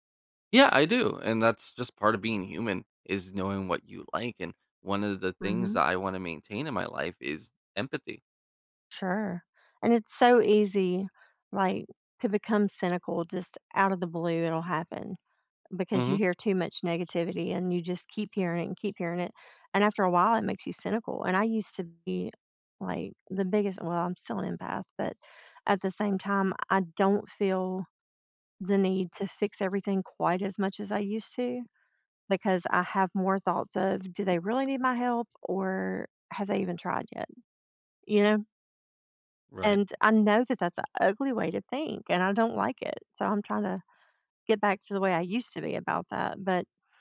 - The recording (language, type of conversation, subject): English, unstructured, How can I make space for personal growth amid crowded tasks?
- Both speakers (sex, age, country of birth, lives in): female, 50-54, United States, United States; male, 30-34, United States, United States
- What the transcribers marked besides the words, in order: tapping